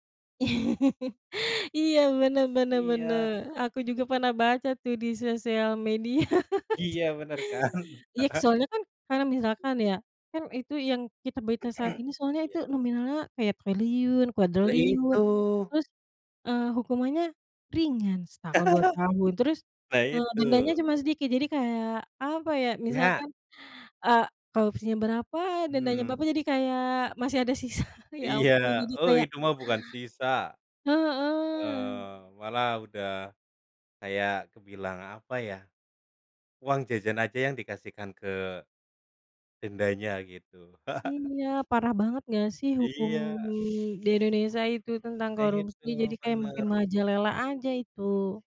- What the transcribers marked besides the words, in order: laugh; laughing while speaking: "media"; laugh; laughing while speaking: "kan?"; laugh; other noise; throat clearing; laugh; laughing while speaking: "sisa"; drawn out: "Heeh"; chuckle; other background noise
- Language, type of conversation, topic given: Indonesian, unstructured, Bagaimana pendapatmu tentang korupsi dalam pemerintahan saat ini?